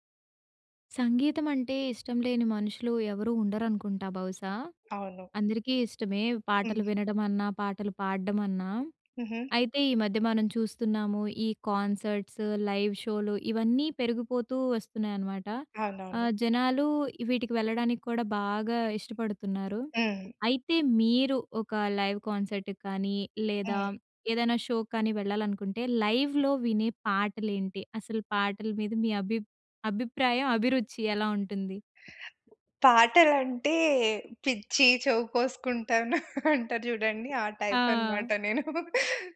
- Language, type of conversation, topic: Telugu, podcast, లైవ్‌గా మాత్రమే వినాలని మీరు ఎలాంటి పాటలను ఎంచుకుంటారు?
- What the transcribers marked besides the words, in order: tapping; in English: "కాన్సర్ట్స్, లైవ్"; in English: "లైవ్ కాన్సర్ట్‌కి"; in English: "షోకి"; in English: "లైవ్‍లో"; other background noise; chuckle; in English: "టైప్"; chuckle